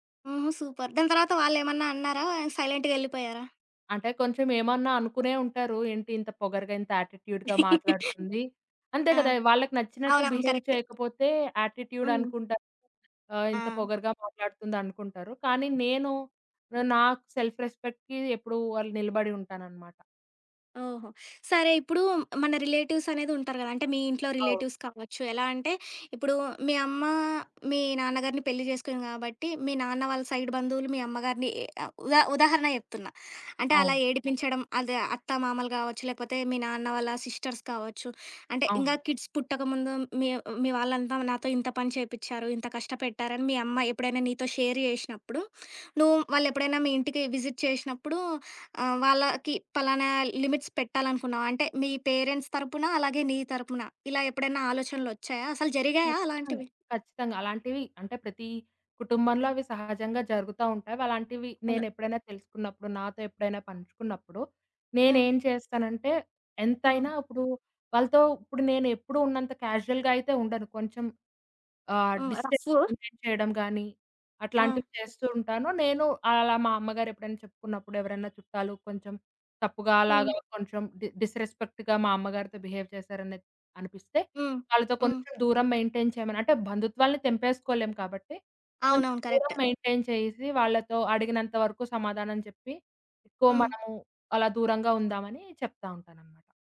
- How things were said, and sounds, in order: in English: "సూపర్"; in English: "సైలెంట్‌గా"; in English: "యాటిట్యూడ్‌గా"; chuckle; in English: "కరెక్ట్"; in English: "బిహేవ్"; in English: "యాటిట్యూడ్"; in English: "సెల్ఫ్ రెస్పెక్ట్‌కి"; in English: "రిలేటివ్స్"; in English: "రిలేటివ్స్"; in English: "సైడ్"; in English: "సిస్టర్స్"; in English: "కిడ్స్"; in English: "షేర్"; in English: "విజిట్"; in English: "లిమిట్స్"; in English: "పేరెంట్స్"; in English: "క్యాజుయల్‌గా"; in English: "డిస్టెన్స్ మెయింటైన్"; other background noise; horn; in English: "డి డిస్‌రెస్పెక్ట్‌గా"; in English: "బిహేవ్"; in English: "మెయింటైన్"; in English: "కరెక్ట్"; in English: "మెయింటైన్"
- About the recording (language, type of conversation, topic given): Telugu, podcast, పెద్దవారితో సరిహద్దులు పెట్టుకోవడం మీకు ఎలా అనిపించింది?